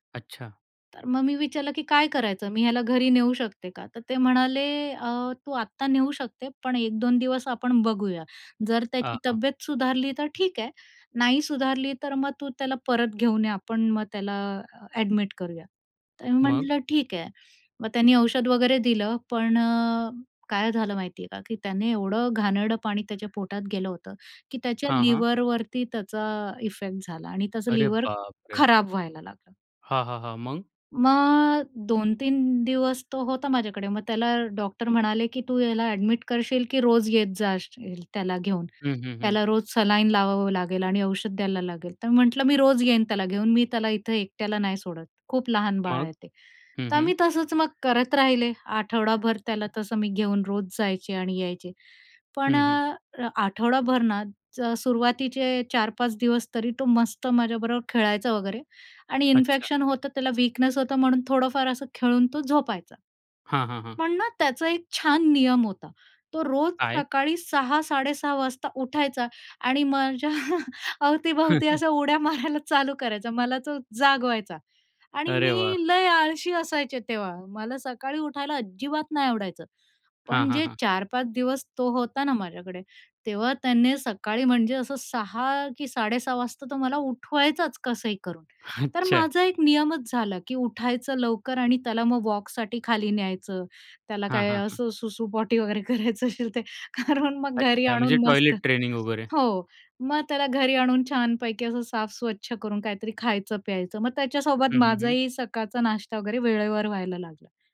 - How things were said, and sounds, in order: in English: "ॲडमिट"; in English: "लिव्हरवरती"; in English: "इफेक्ट"; surprised: "अरे बापरे!"; in English: "लिव्हर"; drawn out: "मग"; in English: "ॲडमिट"; in English: "सलाईन"; in English: "इन्फेक्शन"; in English: "विकनेस"; chuckle; laughing while speaking: "अवतीभवती अशा उड्या मारायला चालू करायचा"; chuckle; laughing while speaking: "सुसू-पोटी वगैरे करायचं असेल ते. कारण मग घरी आणून मस्त"; in English: "टॉयलेट ट्रेनिंग"
- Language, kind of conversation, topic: Marathi, podcast, प्रेमामुळे कधी तुमचं आयुष्य बदललं का?